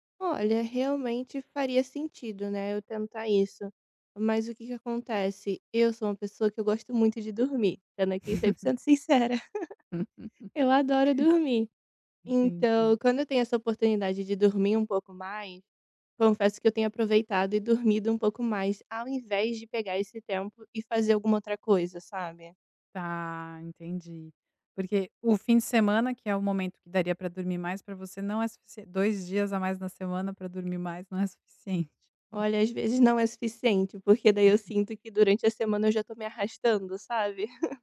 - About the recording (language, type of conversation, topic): Portuguese, advice, Como posso manter uma rotina diária de trabalho ou estudo, mesmo quando tenho dificuldade?
- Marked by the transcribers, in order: chuckle; laughing while speaking: "sincera"; chuckle; laughing while speaking: "não é suficiente"; chuckle; other background noise; chuckle; chuckle